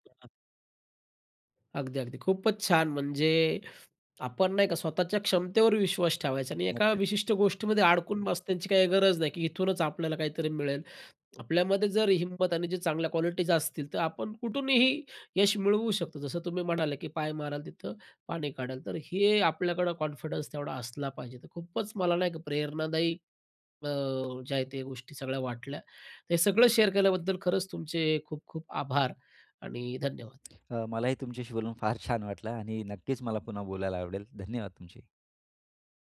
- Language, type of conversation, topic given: Marathi, podcast, तुमच्या आयुष्यातलं सर्वात मोठं अपयश काय होतं आणि त्यातून तुम्ही काय शिकलात?
- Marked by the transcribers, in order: unintelligible speech; tapping; other noise; in English: "कॉन्फिडन्स"; in English: "शेअर"; other background noise; laughing while speaking: "छान"